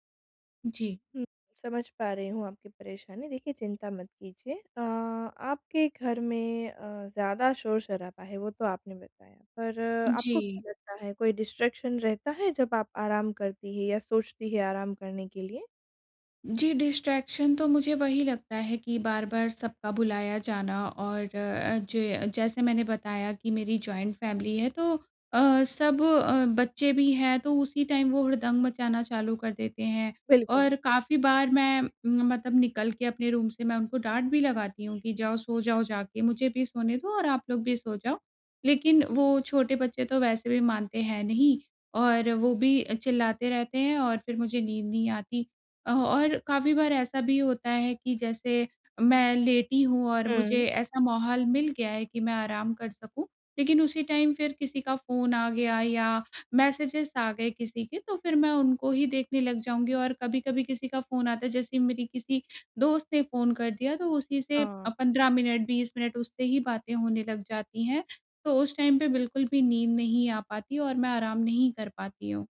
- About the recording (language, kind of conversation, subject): Hindi, advice, घर पर आराम करने में आपको सबसे ज़्यादा किन चुनौतियों का सामना करना पड़ता है?
- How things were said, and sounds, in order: in English: "डिस्ट्रैक्शन"; in English: "डिस्ट्रैक्शन"; in English: "जॉइंट फ़ैमिली"; in English: "टाइम"; in English: "रूम"; in English: "टाइम"; in English: "मैसेजेज़"; in English: "टाइम"